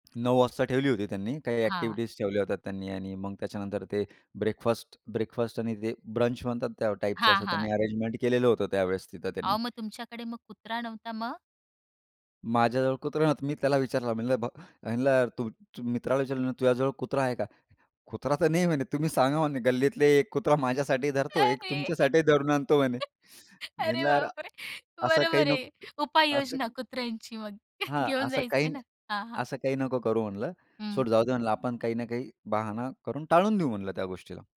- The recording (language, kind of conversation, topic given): Marathi, podcast, कधी तुम्हाला एखाद्या ठिकाणी अचानक विचित्र किंवा वेगळं वाटलं आहे का?
- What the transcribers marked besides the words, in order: tapping; other background noise; in English: "ब्रंच"; laughing while speaking: "कुत्रा तर नाही म्हणे. तुम्ही … धरून आणतो म्हणे"; laughing while speaking: "अरे! अरे, बापरे! बरोबर आहे"; chuckle